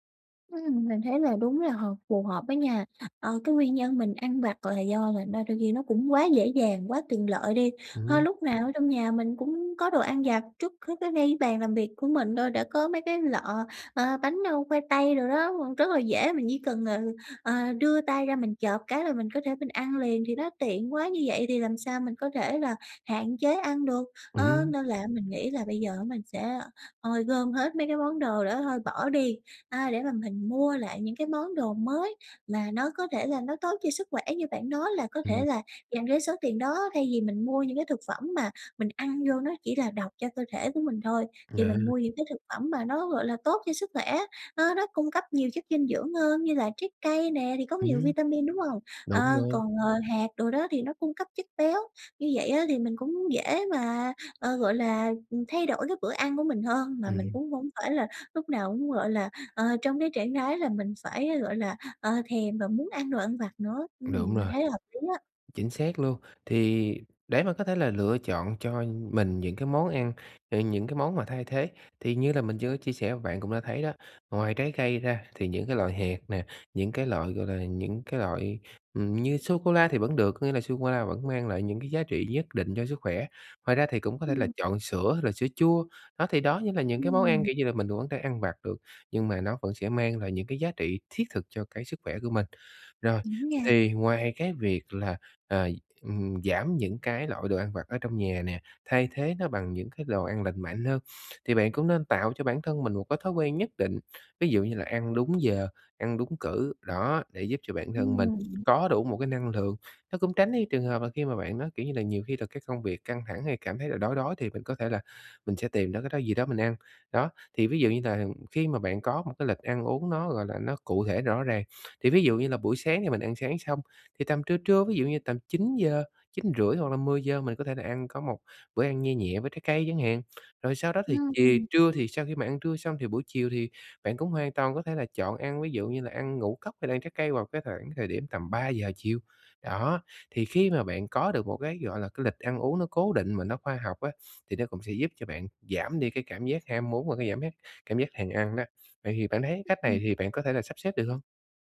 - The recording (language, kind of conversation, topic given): Vietnamese, advice, Làm sao để bớt ăn vặt không lành mạnh mỗi ngày?
- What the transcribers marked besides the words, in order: other noise; tapping; unintelligible speech; unintelligible speech; other background noise; sniff; sniff